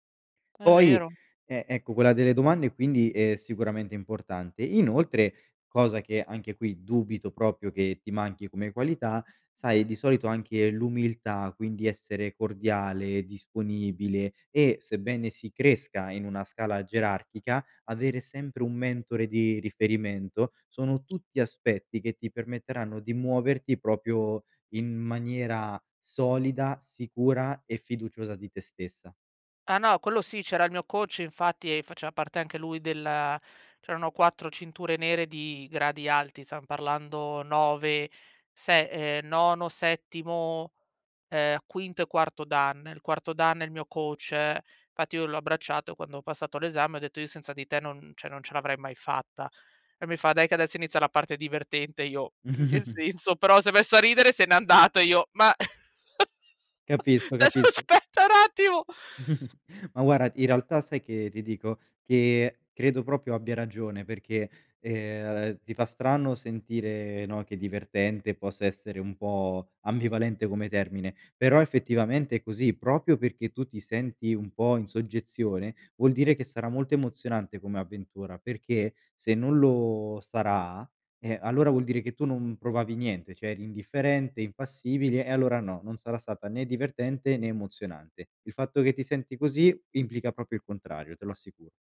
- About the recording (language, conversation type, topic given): Italian, advice, Come posso chiarire le responsabilità poco definite del mio nuovo ruolo o della mia promozione?
- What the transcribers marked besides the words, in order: other background noise; "proprio" said as "propio"; "proprio" said as "propio"; "stan" said as "zan"; in Japanese: "dan"; in Japanese: "dan"; chuckle; laughing while speaking: "senso?"; laughing while speaking: "andato"; laugh; laughing while speaking: "desso aspetta n attimo!"; "adesso" said as "desso"; chuckle; "un" said as "n"; "proprio" said as "propio"; "proprio" said as "propio"